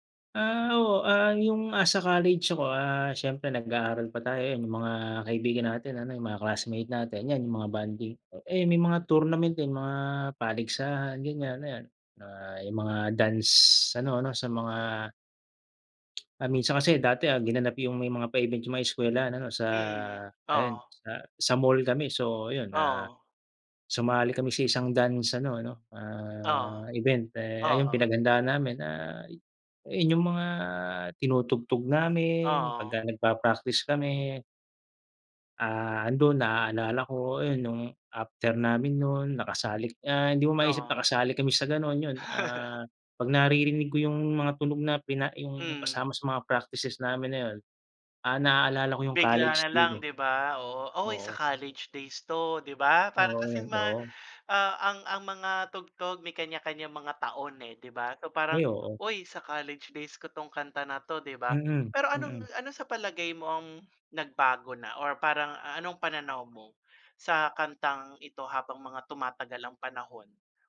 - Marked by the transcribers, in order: tongue click; laugh
- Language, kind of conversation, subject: Filipino, unstructured, Ano ang paborito mong kanta, at bakit mo ito gusto?
- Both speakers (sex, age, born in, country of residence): male, 30-34, Philippines, Philippines; male, 45-49, Philippines, Philippines